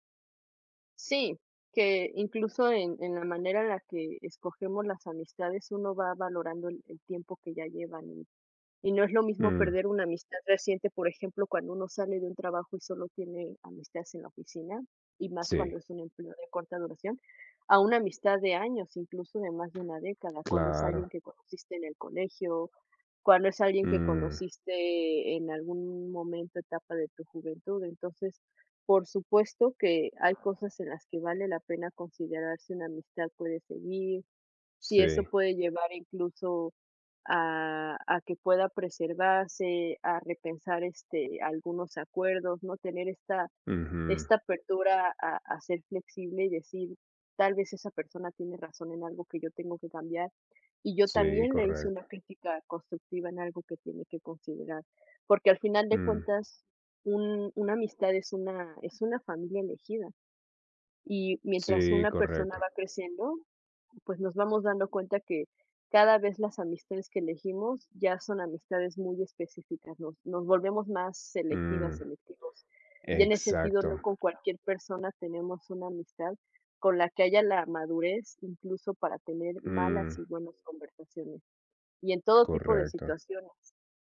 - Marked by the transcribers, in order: tapping; other noise
- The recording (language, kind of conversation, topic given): Spanish, unstructured, ¿Has perdido una amistad por una pelea y por qué?
- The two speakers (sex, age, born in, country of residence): male, 40-44, United States, United States; other, 30-34, Mexico, Mexico